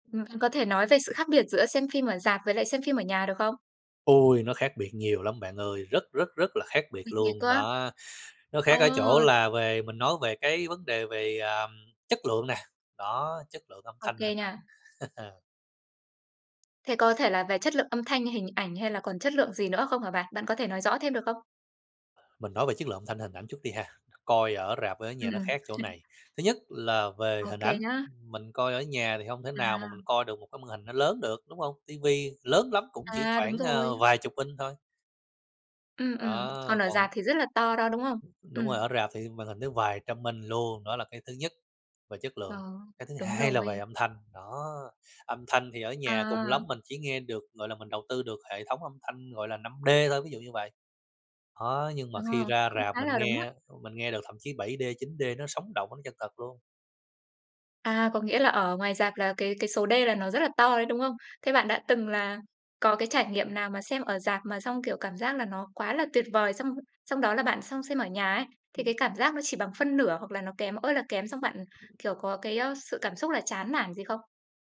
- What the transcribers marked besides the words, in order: other background noise; tapping; chuckle; chuckle
- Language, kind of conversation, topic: Vietnamese, podcast, Sự khác biệt giữa xem phim ở rạp và xem phim ở nhà là gì?